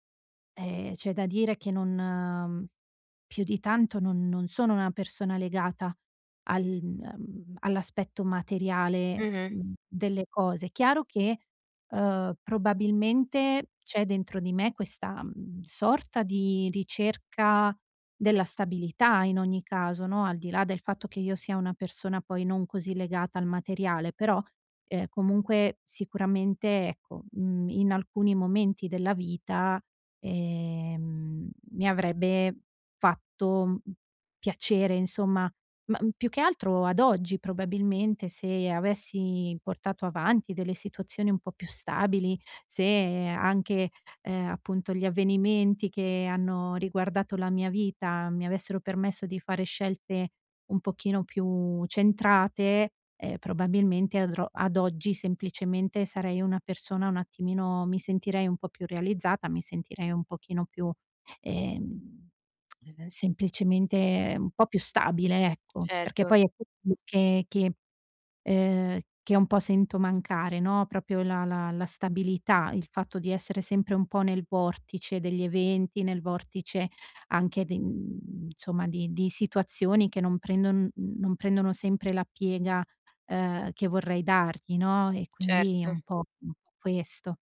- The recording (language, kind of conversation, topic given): Italian, advice, Come posso reagire quando mi sento giudicato perché non possiedo le stesse cose dei miei amici?
- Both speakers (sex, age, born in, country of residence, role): female, 20-24, Italy, Italy, advisor; female, 35-39, Italy, Italy, user
- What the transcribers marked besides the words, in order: tsk; "proprio" said as "propio"